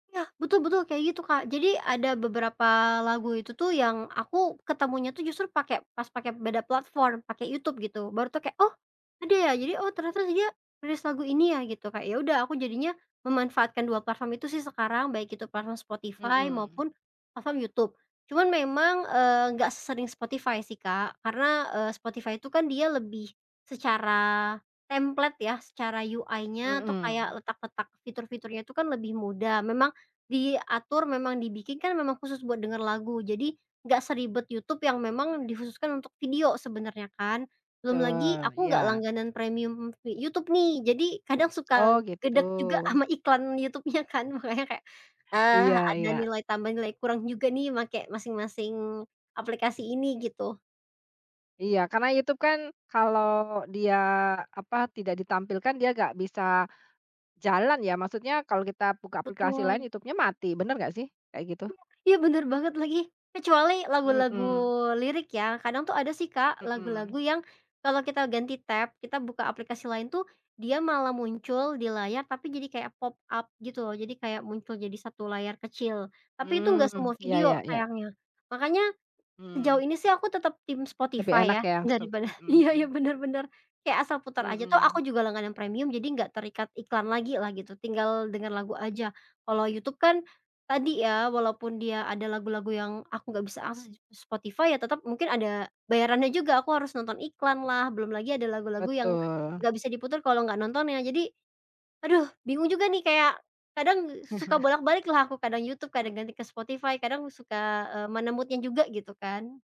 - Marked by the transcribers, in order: in English: "UI-nya"; tapping; laughing while speaking: "kan"; in English: "pop-up"; other background noise; laughing while speaking: "daripada"; in English: "stop"; chuckle; in English: "mood-nya"
- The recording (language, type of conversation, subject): Indonesian, podcast, Bagaimana layanan streaming mengubah cara kamu mendengarkan musik?